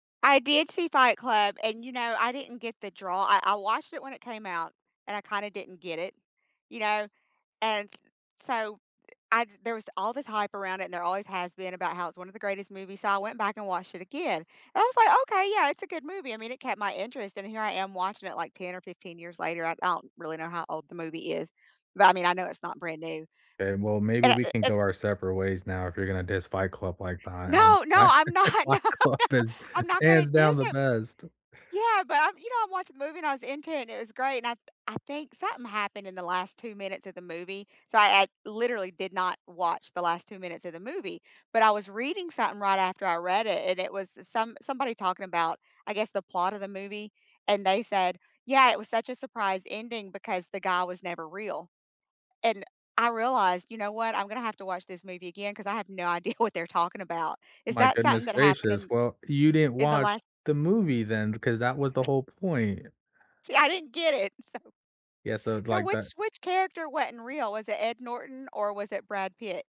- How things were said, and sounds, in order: laughing while speaking: "not no"; laugh; chuckle; laughing while speaking: "Fight Club is"; laughing while speaking: "idea"; other background noise; laughing while speaking: "so"
- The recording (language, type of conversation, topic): English, unstructured, Which comfort movies do you keep returning to, and which scenes still lift your spirits?
- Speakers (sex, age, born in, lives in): female, 50-54, United States, United States; male, 30-34, United States, United States